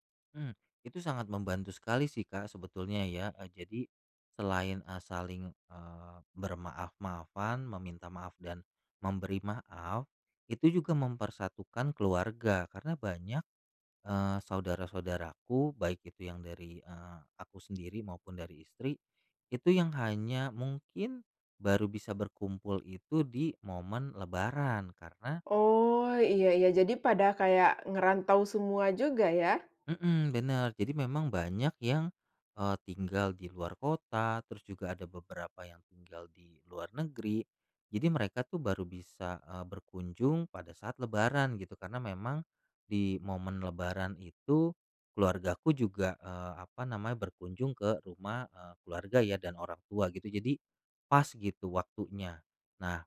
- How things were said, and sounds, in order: none
- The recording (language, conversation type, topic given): Indonesian, podcast, Bagaimana tradisi minta maaf saat Lebaran membantu rekonsiliasi keluarga?